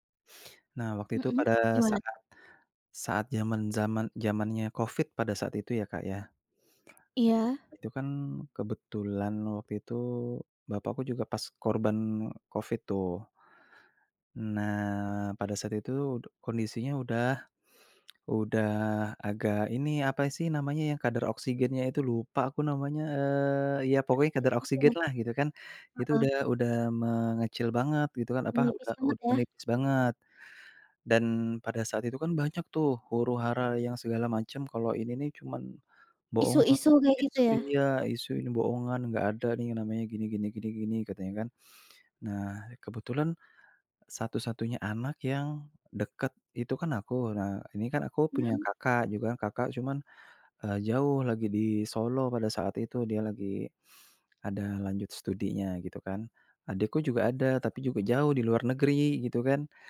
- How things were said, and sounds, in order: other background noise
- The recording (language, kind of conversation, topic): Indonesian, podcast, Gimana cara kamu menimbang antara hati dan logika?